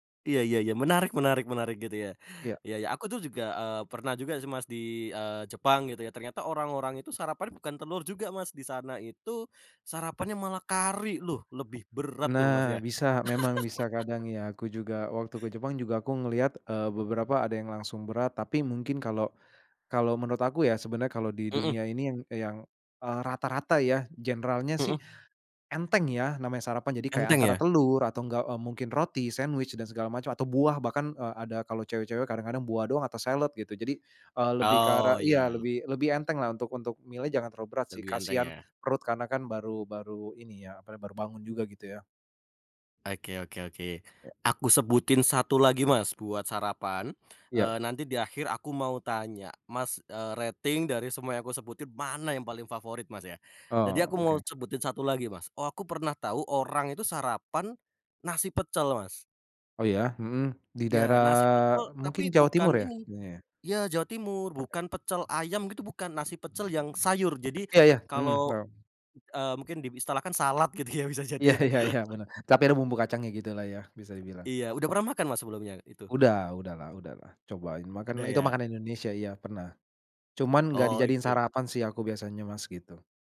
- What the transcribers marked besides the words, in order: other background noise; laugh; laughing while speaking: "gitu ya bisa jadi ya"; laughing while speaking: "Iya ya ya"; laugh
- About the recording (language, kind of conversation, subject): Indonesian, podcast, Apa sarapan favoritmu, dan kenapa kamu memilihnya?